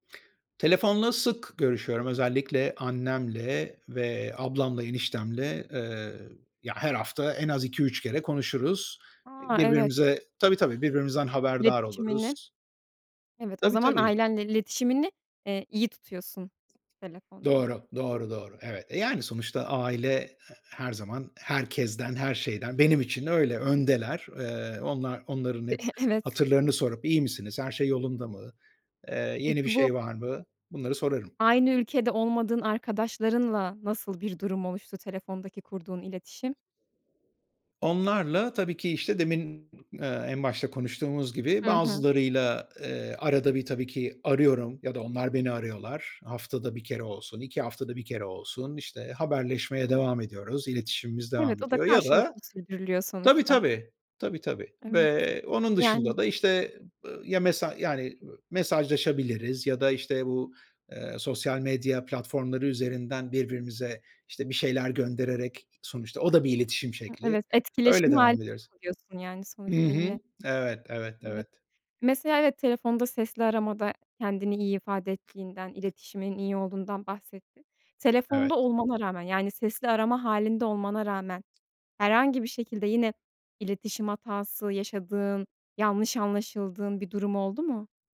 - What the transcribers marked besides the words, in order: other background noise; chuckle; tapping
- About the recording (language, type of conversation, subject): Turkish, podcast, Telefonla aramayı mı yoksa mesaj atmayı mı tercih edersin, neden?
- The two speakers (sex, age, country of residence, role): female, 30-34, Netherlands, host; male, 45-49, Spain, guest